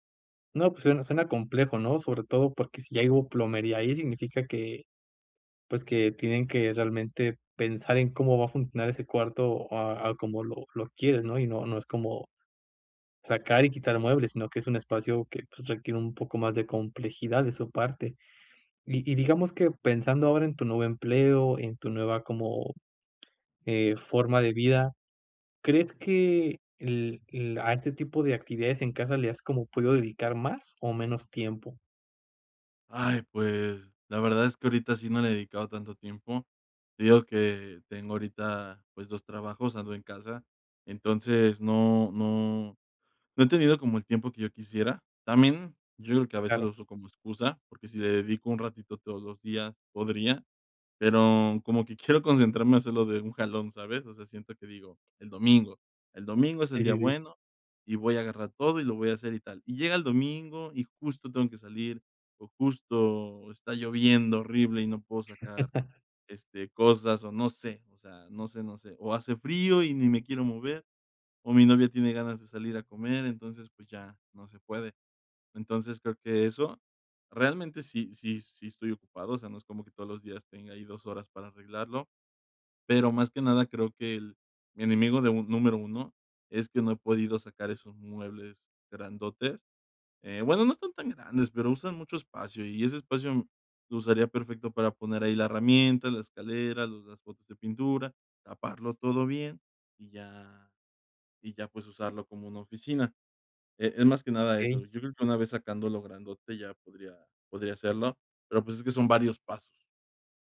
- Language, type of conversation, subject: Spanish, advice, ¿Cómo puedo dividir un gran objetivo en pasos alcanzables?
- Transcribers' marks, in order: chuckle